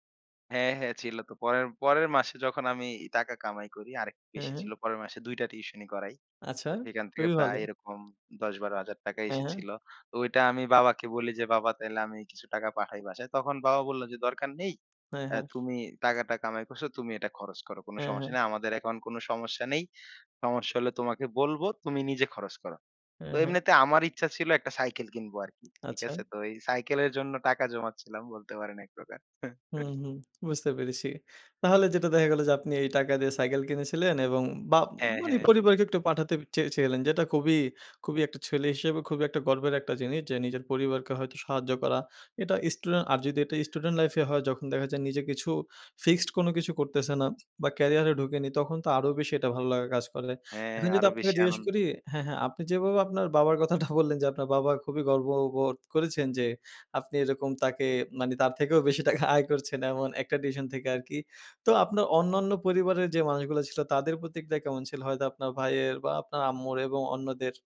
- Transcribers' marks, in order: chuckle; "মানে" said as "মানি"; "চেয়েছিলেন" said as "চেয়েচেলেন"; laughing while speaking: "কথাটা বললেন"; laughing while speaking: "তার থেকেও বেশি টাকা আয় করছেন এমন"
- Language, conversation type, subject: Bengali, podcast, প্রথমবার নিজের উপার্জন হাতে পাওয়ার মুহূর্তটা আপনার কেমন মনে আছে?